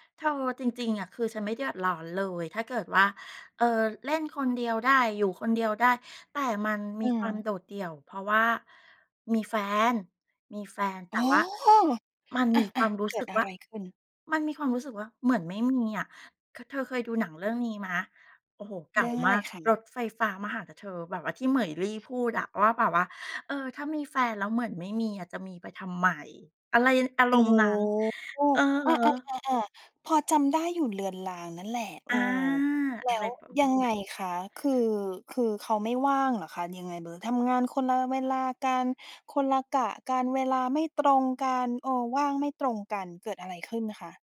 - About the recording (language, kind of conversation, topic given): Thai, podcast, คุณเคยรู้สึกโดดเดี่ยวทั้งที่มีคนอยู่รอบตัวไหม และอยากเล่าให้ฟังไหม?
- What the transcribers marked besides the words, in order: other background noise; surprised: "อ๋อ"; tapping; drawn out: "อ๋อ"